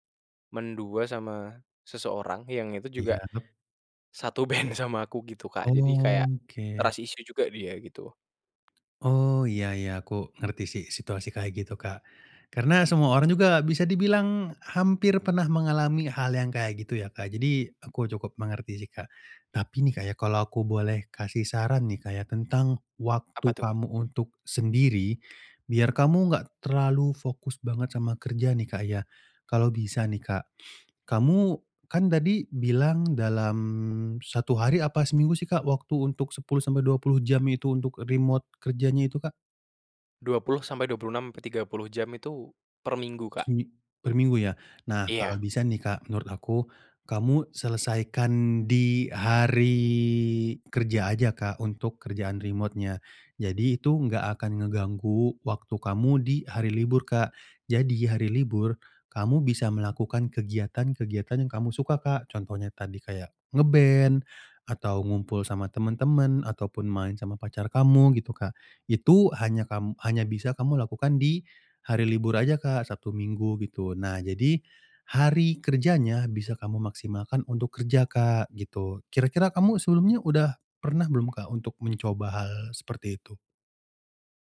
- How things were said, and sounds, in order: laughing while speaking: "satu band"; drawn out: "Oke"; in English: "trust issue"; tapping; in English: "remote"; drawn out: "hari"
- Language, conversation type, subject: Indonesian, advice, Bagaimana saya bisa tetap menekuni hobi setiap minggu meskipun waktu luang terasa terbatas?